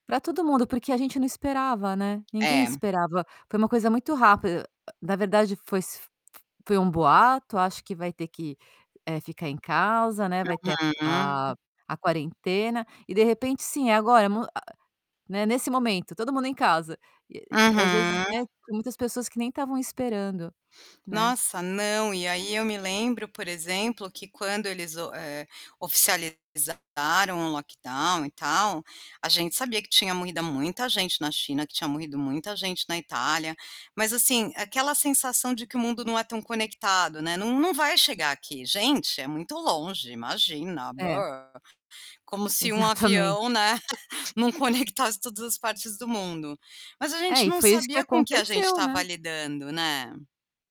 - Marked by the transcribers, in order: tapping; other noise; static; distorted speech; in English: "lockdown"; laugh
- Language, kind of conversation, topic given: Portuguese, podcast, Como um passeio curto pode mudar o seu humor ao longo do dia?